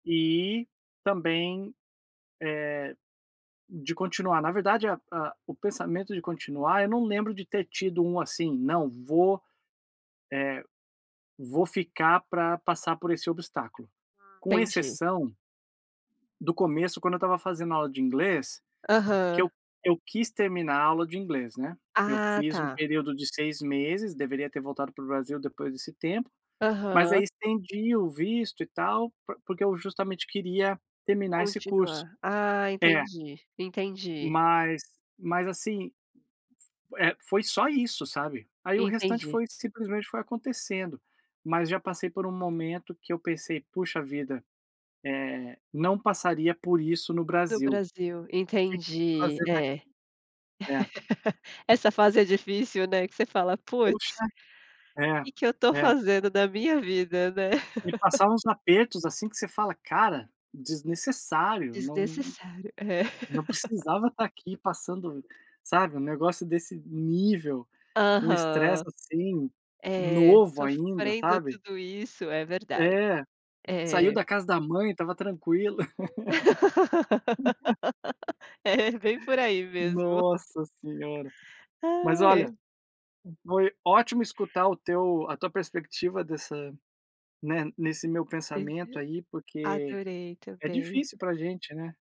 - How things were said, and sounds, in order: laugh; laugh; laugh; other background noise; laugh; laugh
- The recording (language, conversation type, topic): Portuguese, unstructured, Você já passou por momentos em que o dinheiro era uma fonte de estresse constante?